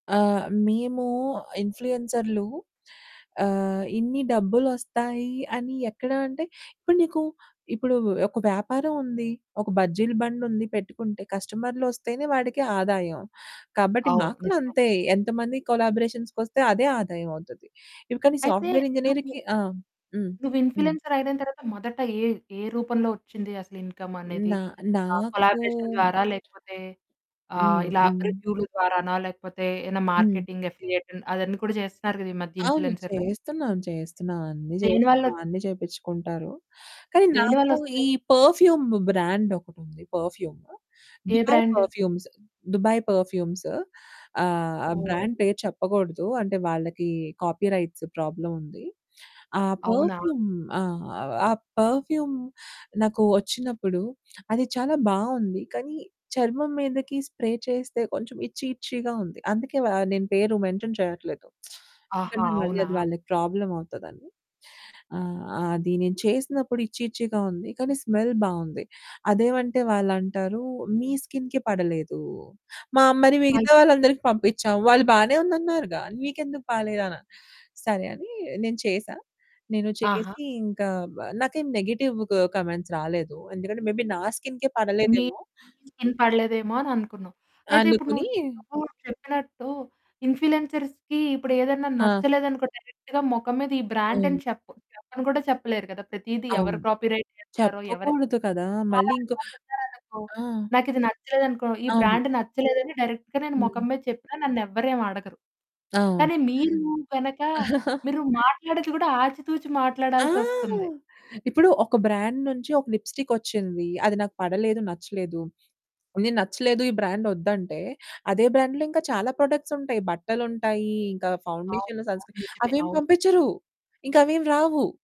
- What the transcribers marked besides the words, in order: in English: "వ్యాపారం"; distorted speech; in English: "సాఫ్ట్వేర్ ఇంజినీర్‌కి"; in English: "ఇన్‌ఫ్లుయెన్సర్"; in English: "ఇన్కమ్"; in English: "కొలాబరేషన్"; other background noise; in English: "మార్కెటింగ్, అఫిలియేట్"; in English: "పెర్ఫ్యూమ్ బ్రాండ్"; in English: "పెర్ఫ్యూమ్స్"; in English: "బ్రాండ్"; in English: "కాపీరైట్స్ ప్రాబ్లమ్"; in English: "పెర్ఫ్యూమ్"; in English: "పెర్ఫ్యూమ్"; in English: "స్ప్రే"; in English: "ఇట్చీ ఇట్చీగా"; in English: "మెన్షన్"; in English: "ప్రాబ్లమ్"; in English: "ఇట్చీ ఇట్చీగా"; in English: "స్మెల్"; in English: "స్కిన్‌కి"; in English: "నెగెటివ్ కామెంట్స్"; in English: "మే బీ"; in English: "స్కిన్‌కే"; in English: "స్కిన్‌కి"; in English: "ఇన్‌ఫ్లుయెన్సర్స్‌కి"; in English: "డైరెక్ట్‌గా"; in English: "బ్రాండ్"; in English: "కాపీరైట్"; in English: "బ్రాండ్"; in English: "డైరెక్ట్‌గా"; chuckle; in English: "బ్రాండ్"; in English: "లిప్స్టిక్"; in English: "బ్రాండ్"; in English: "బ్రాండ్‌లో"; in English: "ప్రొడక్ట్స్"; in English: "సన్ స్క్రీన్"
- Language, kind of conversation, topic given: Telugu, podcast, ఇన్ఫ్లుఎన్సర్‌లు డబ్బు ఎలా సంపాదిస్తారు?